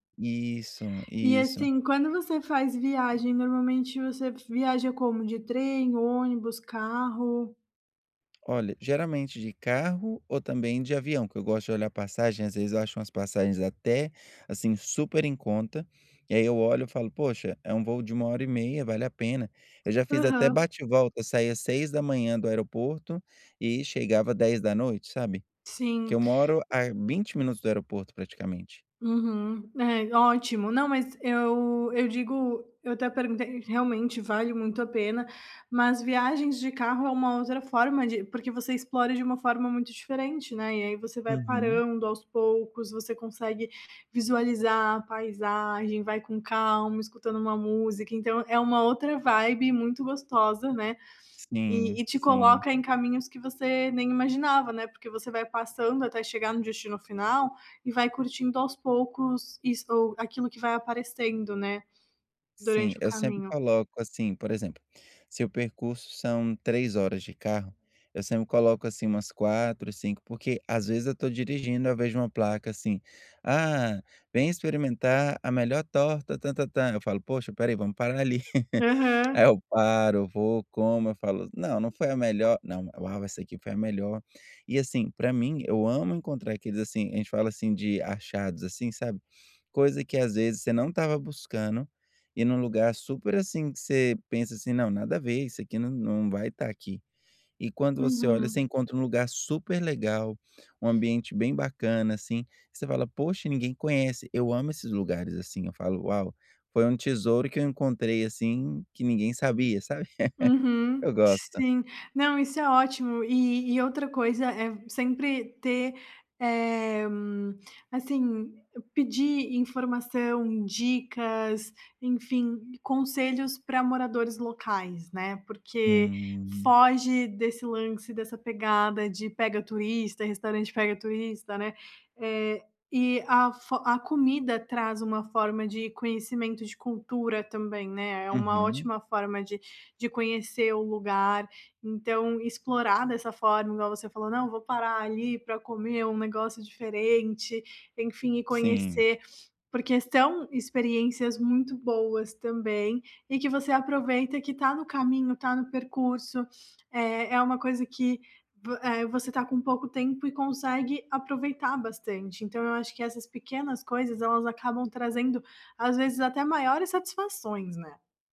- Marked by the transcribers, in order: other background noise; tapping; in English: "vibe"; chuckle; sniff
- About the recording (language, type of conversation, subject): Portuguese, advice, Como posso explorar lugares novos quando tenho pouco tempo livre?